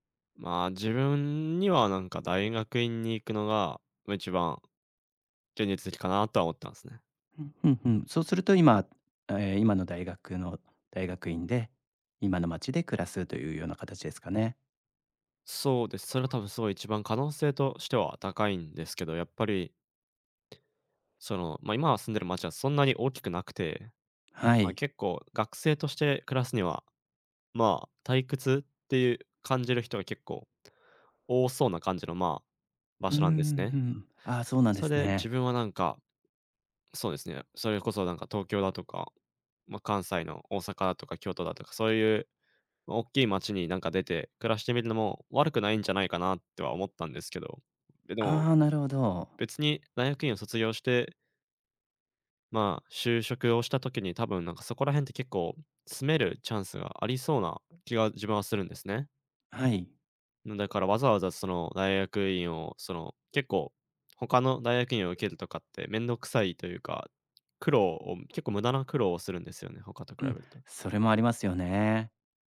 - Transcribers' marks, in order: other background noise
- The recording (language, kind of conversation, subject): Japanese, advice, 引っ越して新しい街で暮らすべきか迷っている理由は何ですか？